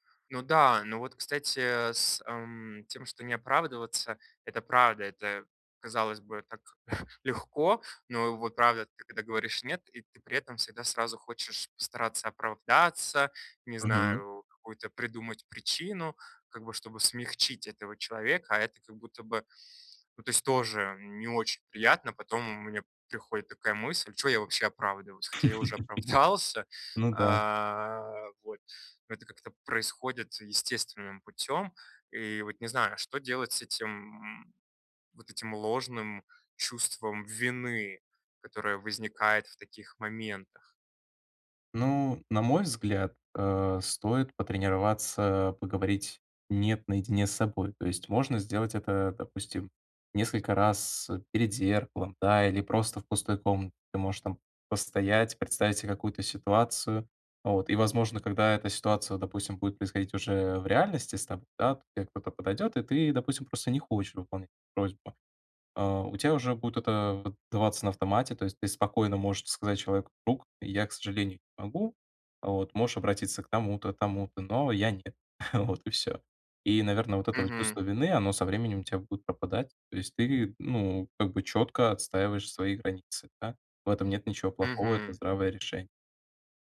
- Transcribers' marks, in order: other background noise; chuckle; laugh; laughing while speaking: "оправдался"; stressed: "вины"; "комнате" said as "комна"; laughing while speaking: "Вот"
- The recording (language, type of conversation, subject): Russian, advice, Как научиться говорить «нет», сохраняя отношения и личные границы в группе?
- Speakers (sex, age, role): male, 20-24, advisor; male, 30-34, user